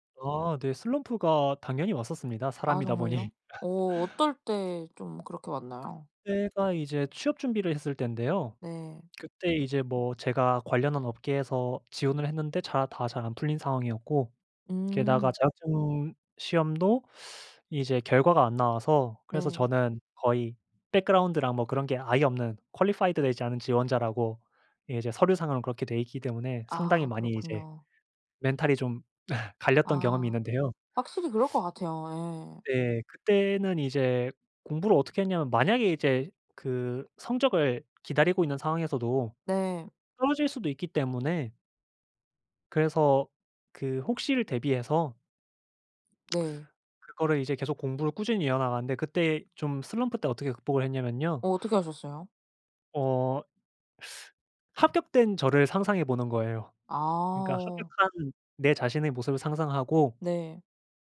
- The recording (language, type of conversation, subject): Korean, podcast, 공부 동기를 어떻게 찾으셨나요?
- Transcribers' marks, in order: laughing while speaking: "보니"; laugh; other background noise; in English: "background랑"; in English: "qualified"; laugh; tapping; lip smack; teeth sucking